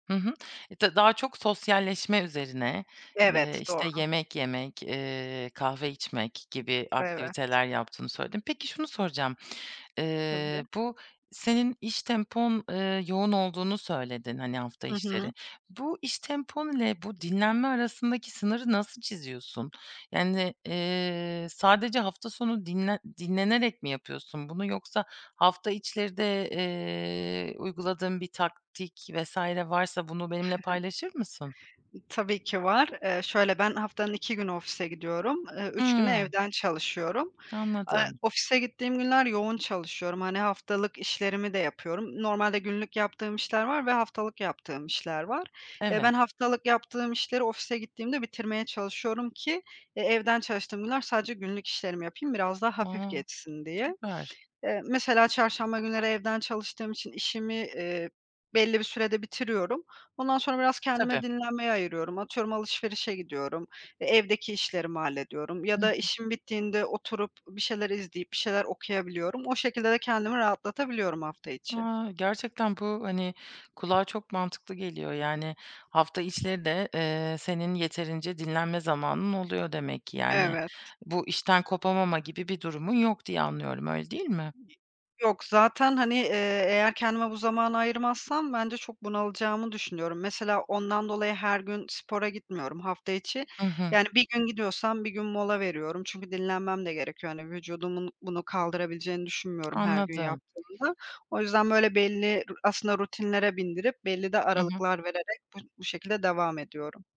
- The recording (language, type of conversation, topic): Turkish, podcast, Hafta içi ve hafta sonu rutinlerin nasıl farklılaşıyor?
- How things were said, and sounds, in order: other background noise; tapping; chuckle; in English: "Wow!"